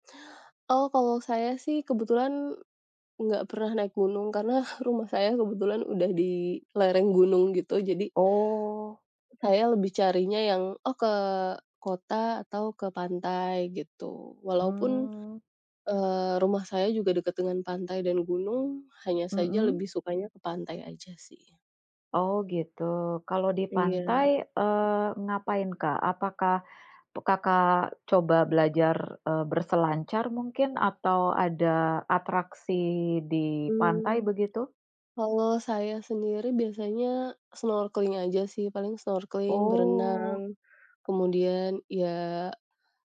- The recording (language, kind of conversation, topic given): Indonesian, unstructured, Apa kegiatan favoritmu saat libur panjang tiba?
- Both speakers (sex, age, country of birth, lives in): female, 30-34, Indonesia, Indonesia; female, 40-44, Indonesia, Indonesia
- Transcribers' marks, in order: drawn out: "Oh"; other background noise